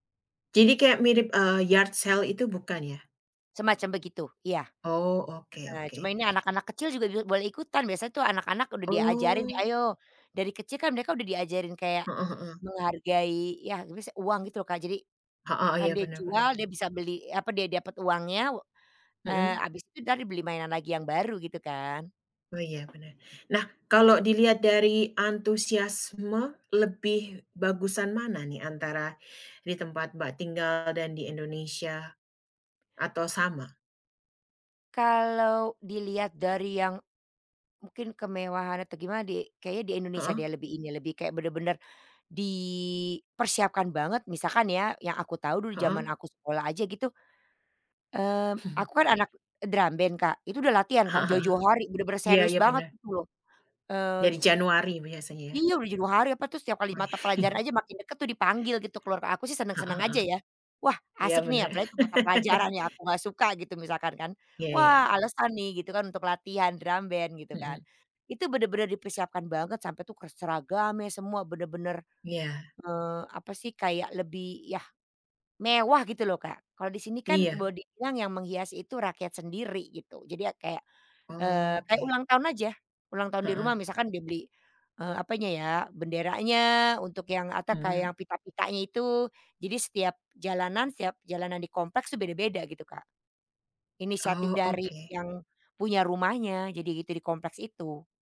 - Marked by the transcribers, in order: in English: "yard sale"; other background noise; unintelligible speech; tapping; chuckle; chuckle; laugh
- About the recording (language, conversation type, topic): Indonesian, podcast, Bagaimana rasanya mengikuti acara kampung atau festival setempat?